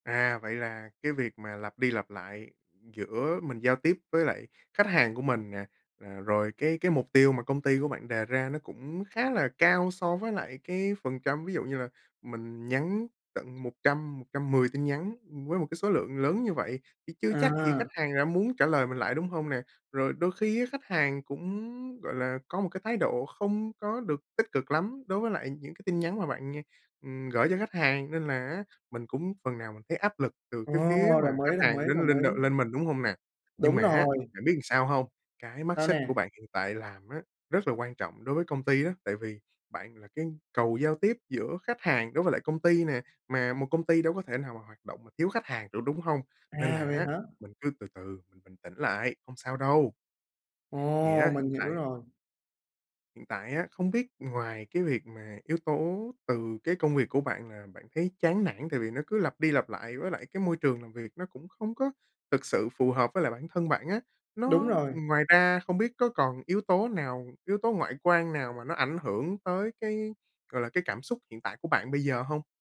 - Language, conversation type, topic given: Vietnamese, advice, Vì sao công việc hiện tại khiến tôi cảm thấy vô nghĩa?
- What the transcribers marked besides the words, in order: tapping; trusting: "mình cứ từ từ, mình bình tĩnh lại, hông sao đâu!"; drawn out: "Ồ"